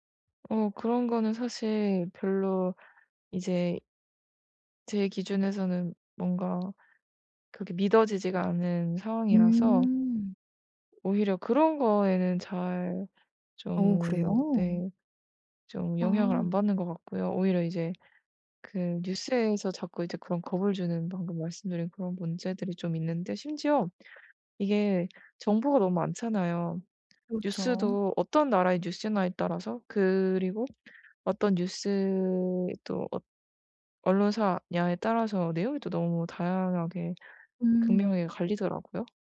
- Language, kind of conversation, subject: Korean, advice, 정보 과부하와 불확실성에 대한 걱정
- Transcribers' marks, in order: tapping